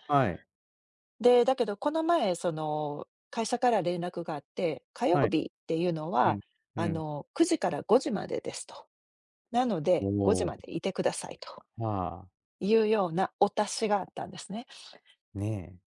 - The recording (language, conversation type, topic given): Japanese, advice, リモート勤務や柔軟な働き方について会社とどのように調整すればよいですか？
- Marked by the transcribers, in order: tapping